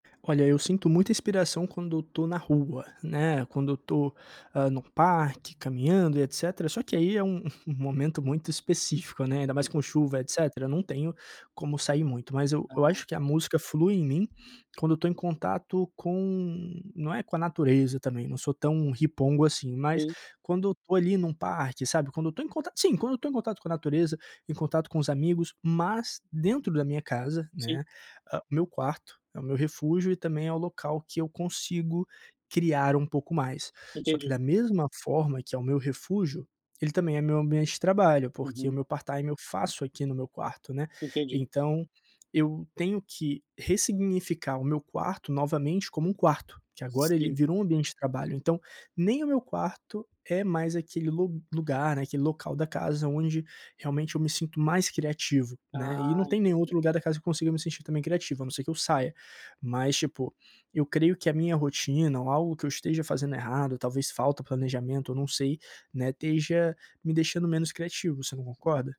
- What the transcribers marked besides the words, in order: in English: "part-time"
- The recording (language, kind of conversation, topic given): Portuguese, advice, Como posso quebrar minha rotina para ter mais ideias?